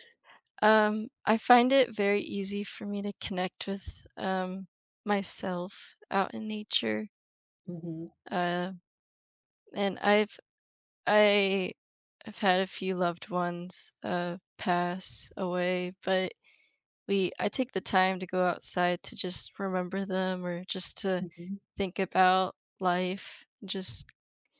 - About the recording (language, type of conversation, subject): English, unstructured, How can spending time in nature affect your mood and well-being?
- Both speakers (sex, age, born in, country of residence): female, 20-24, United States, United States; female, 45-49, United States, United States
- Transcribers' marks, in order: other background noise